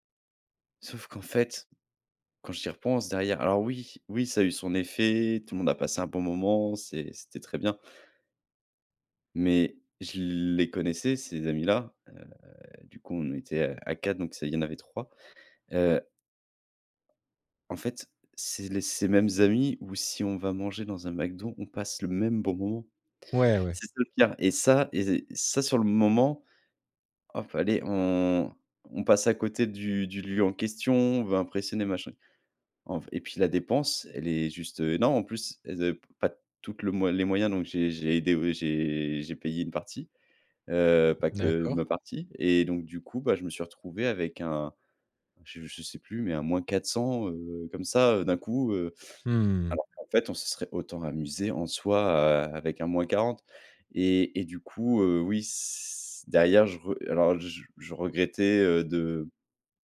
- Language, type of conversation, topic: French, advice, Comment éviter que la pression sociale n’influence mes dépenses et ne me pousse à trop dépenser ?
- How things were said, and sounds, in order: other background noise